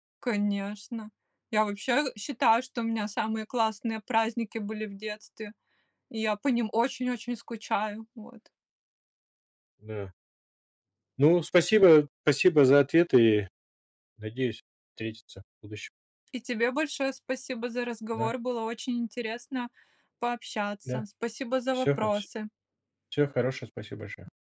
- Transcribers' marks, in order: tapping; other background noise
- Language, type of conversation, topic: Russian, podcast, Как проходили семейные праздники в твоём детстве?